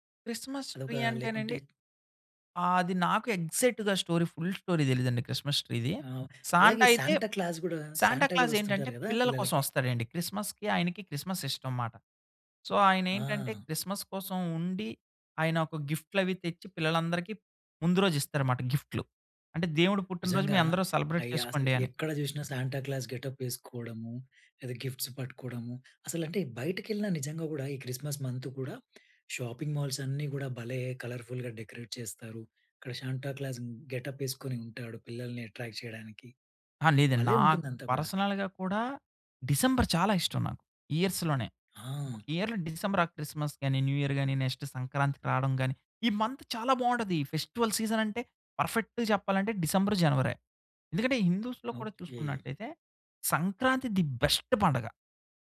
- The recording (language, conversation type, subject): Telugu, podcast, పండుగల సమయంలో ఇంటి ఏర్పాట్లు మీరు ఎలా ప్రణాళిక చేసుకుంటారు?
- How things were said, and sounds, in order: in English: "ఎగ్జాక్ట్‌గా స్టోరీ, ఫుల్ స్టోరీ"; in English: "సాంటా"; in English: "సాంటక్లాస్"; in English: "సాంటాక్లాస్"; in English: "సాంట"; in English: "సో"; in English: "సెలబ్రేట్"; in English: "సాంటాక్లాస్ గెటప్"; in English: "గిఫ్ట్స్"; in English: "షాపింగ్ మాల్స్"; in English: "కలర్ఫుల్‍గా డెకరేట్"; in English: "శాంటా క్లాస్ గెటప్"; in English: "అట్రాక్ట్"; in English: "పర్సనల్‌గా"; in English: "ఇయర్స్"; in English: "ఇయర్‌లో"; tapping; in English: "ఆర్ క్రిస్మస్"; in English: "న్యూ ఇయర్"; in English: "నెక్స్ట్"; in English: "మంత్"; in English: "ఫెస్టివల్ సీజన్"; in English: "పర్ఫెక్ట్‌గా"; in English: "ది బెస్ట్"